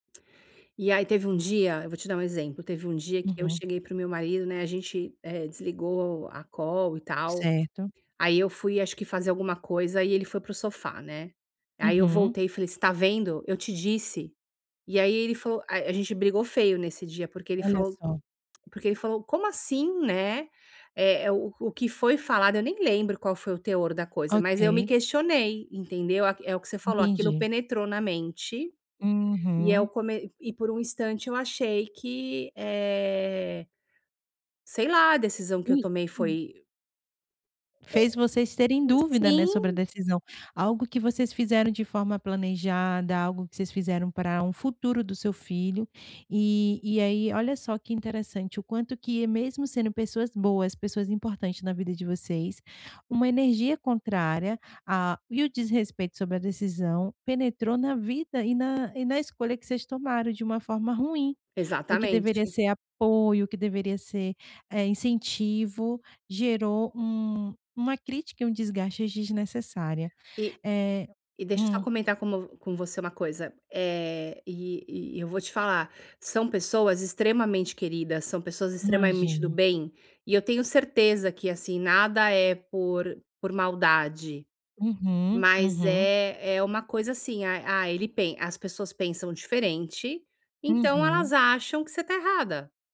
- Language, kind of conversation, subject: Portuguese, advice, Como posso lidar com críticas constantes de familiares sem me magoar?
- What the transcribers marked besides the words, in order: in English: "call"; drawn out: "eh"; unintelligible speech; tapping; unintelligible speech